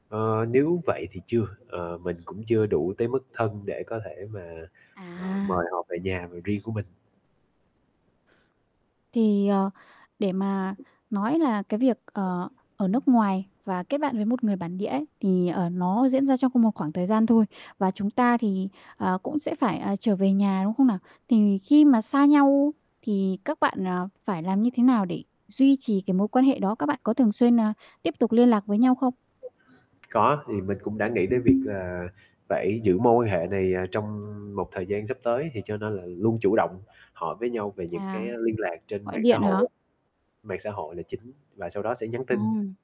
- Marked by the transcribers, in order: static; other background noise; tapping; distorted speech
- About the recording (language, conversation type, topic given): Vietnamese, podcast, Bạn có thể kể về trải nghiệm kết bạn với người bản địa của mình không?
- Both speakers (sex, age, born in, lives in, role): female, 20-24, Vietnam, Vietnam, host; male, 25-29, Vietnam, Vietnam, guest